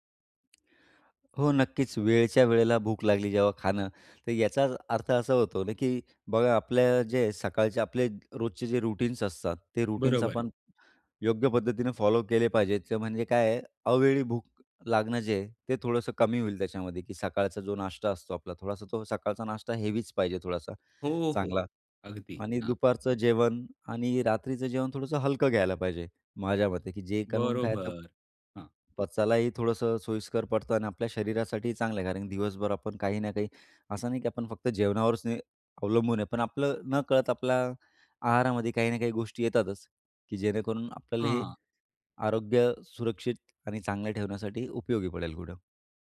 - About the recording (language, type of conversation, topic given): Marathi, podcast, घरच्या जेवणात पौष्टिकता वाढवण्यासाठी तुम्ही कोणते सोपे बदल कराल?
- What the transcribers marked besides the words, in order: tapping; in English: "रूटीन्स"; in English: "रूटीन्स"